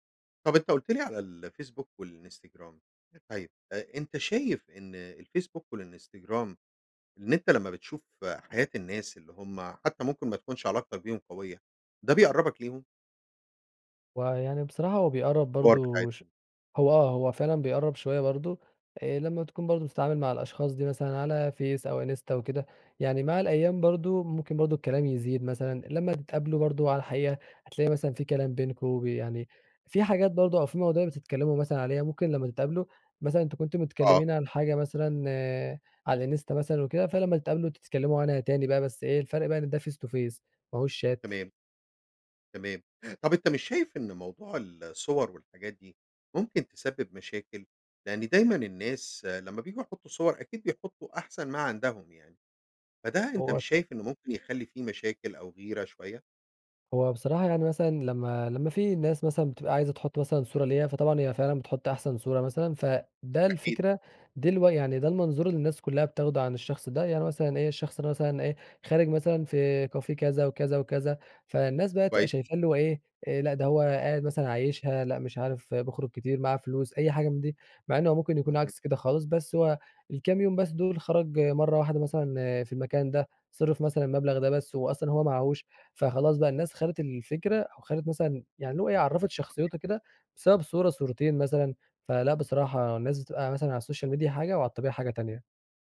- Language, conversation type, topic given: Arabic, podcast, إزاي السوشيال ميديا أثّرت على علاقاتك اليومية؟
- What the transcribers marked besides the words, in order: in English: "face to face"; in English: "شات"; in French: "كافيه"; in English: "السوشيال ميديا"